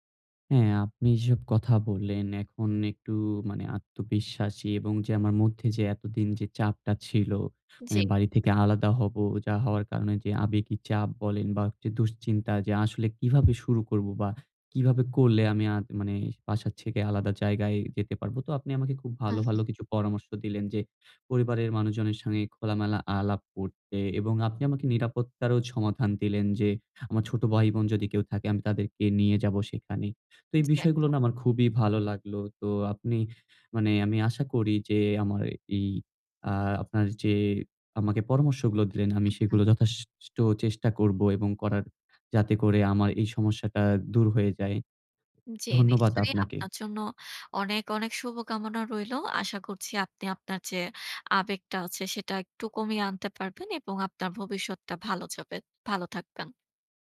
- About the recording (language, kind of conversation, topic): Bengali, advice, একই বাড়িতে থাকতে থাকতেই আলাদা হওয়ার সময় আপনি কী ধরনের আবেগীয় চাপ অনুভব করছেন?
- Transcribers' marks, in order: tapping; "বাসার" said as "বাসাত"; "থেকে" said as "ছেকে"; "যথেষ্ট" said as "যথাসাষ্ট"; other background noise